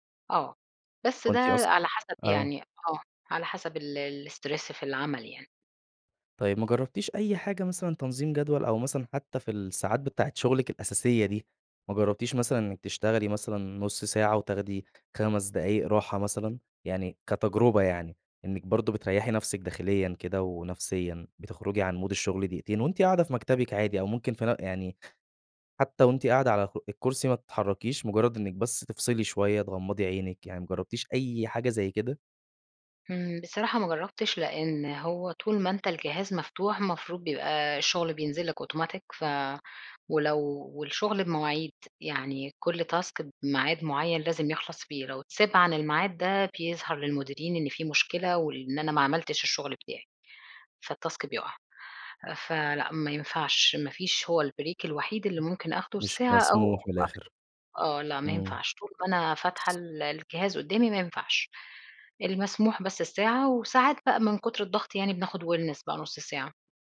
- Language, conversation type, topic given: Arabic, advice, إزاي بتوصف إحساسك بالإرهاق والاحتراق الوظيفي بسبب ساعات الشغل الطويلة وضغط المهام؟
- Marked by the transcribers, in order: in English: "الstress"; in English: "مود"; in English: "task"; in English: "فالtask"; in English: "البريك"; unintelligible speech; in English: "wellness"